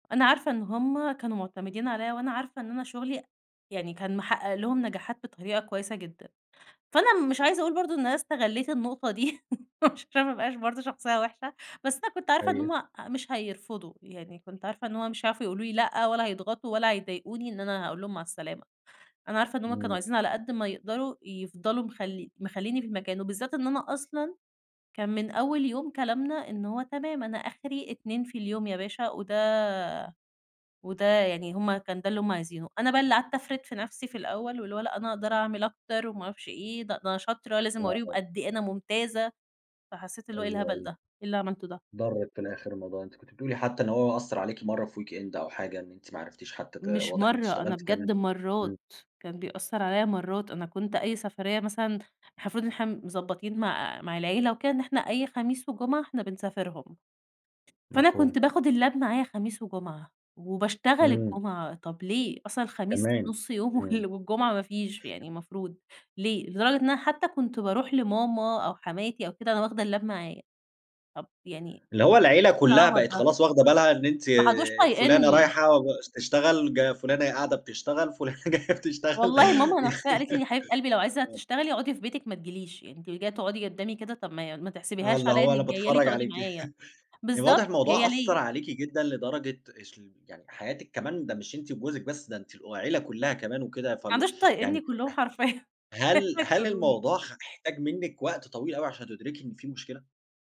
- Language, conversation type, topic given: Arabic, podcast, إزاي أعلّم نفسي أقول «لأ» لما يطلبوا مني شغل زيادة؟
- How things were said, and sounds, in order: chuckle; laughing while speaking: "عشان"; tapping; in English: "weekend"; other background noise; in English: "اللاب"; laughing while speaking: "وال"; in English: "اللاب"; laughing while speaking: "فلانة جاية بتشتغل"; unintelligible speech; chuckle; laughing while speaking: "كانوا هيطردوني"